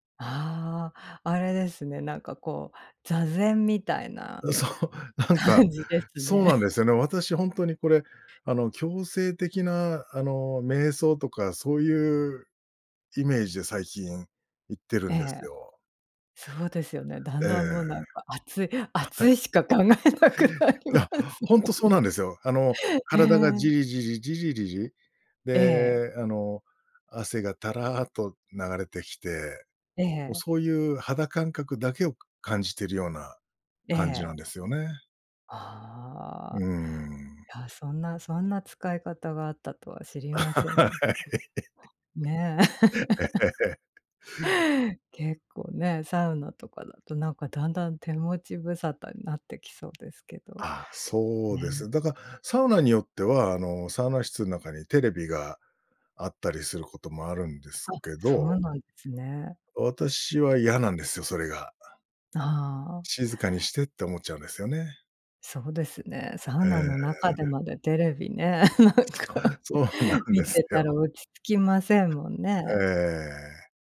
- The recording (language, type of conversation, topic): Japanese, podcast, 休みの日はどんな風にリセットしてる？
- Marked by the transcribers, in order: laughing while speaking: "そう"; laughing while speaking: "感じですね"; chuckle; laughing while speaking: "考えなくなりますもんね"; laugh; laughing while speaking: "はい"; laugh; tapping; laugh; other background noise; laughing while speaking: "なんか"; laughing while speaking: "そうなんですよ"